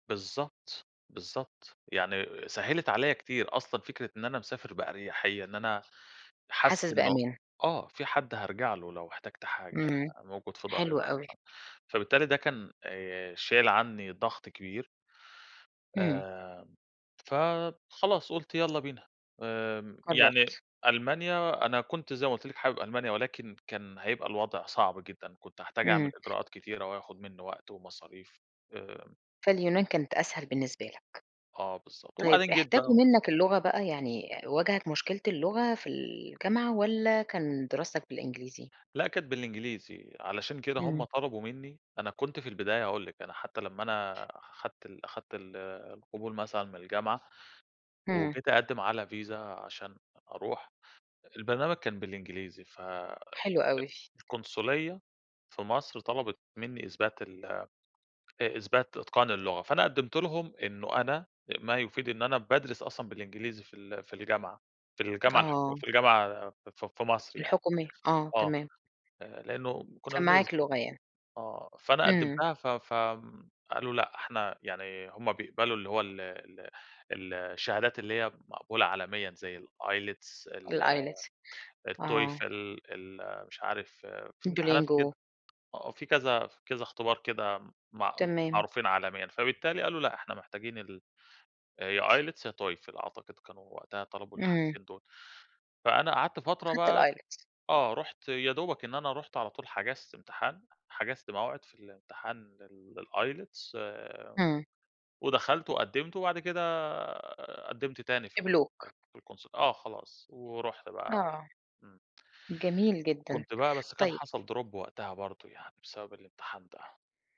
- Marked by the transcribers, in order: tapping; other background noise; in English: "Visa"; in English: "الIELTS"; in English: "الIELTS"; in English: "الTOEFL"; in English: "IELTS"; in English: "TOEFL"; in English: "الIELTS"; in English: "الIELTS"; in English: "drop"
- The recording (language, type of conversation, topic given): Arabic, podcast, إزاي كانت تجربتك في السفر والعيش في بلد تانية؟